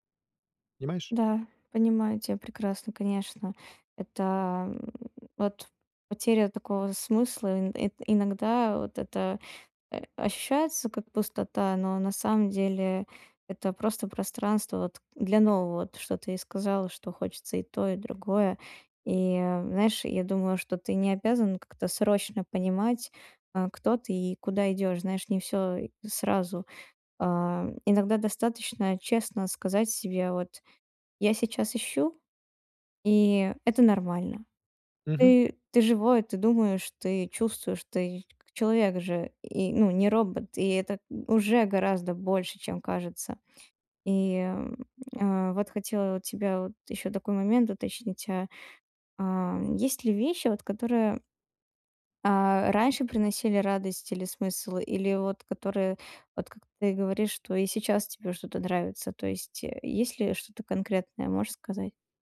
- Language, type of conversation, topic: Russian, advice, Как мне найти смысл жизни после расставания и утраты прежних планов?
- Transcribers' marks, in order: none